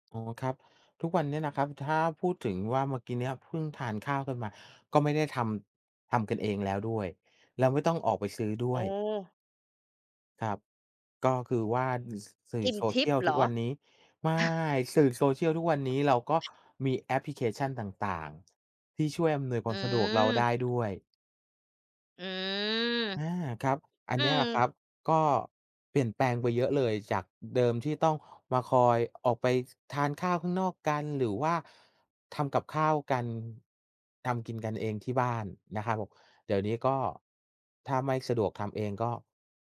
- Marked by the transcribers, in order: laughing while speaking: "อา"; other background noise
- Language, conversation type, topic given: Thai, unstructured, คุณคิดอย่างไรกับการเปลี่ยนแปลงของครอบครัวในยุคปัจจุบัน?